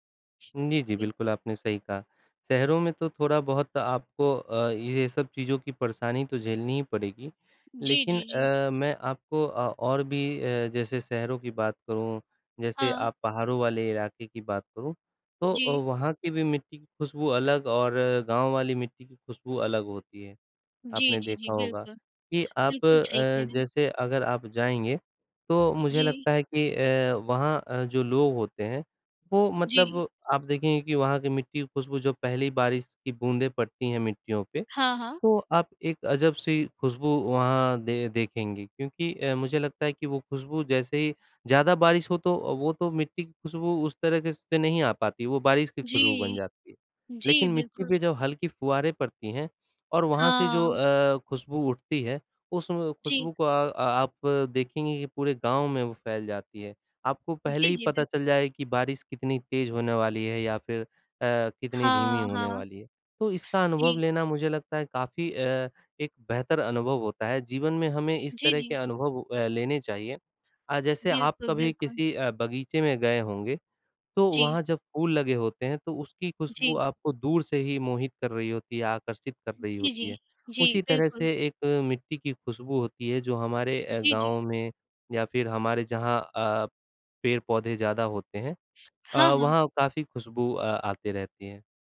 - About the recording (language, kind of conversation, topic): Hindi, unstructured, बारिश के बाद मिट्टी की खुशबू आपको कैसी लगती है?
- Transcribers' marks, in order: none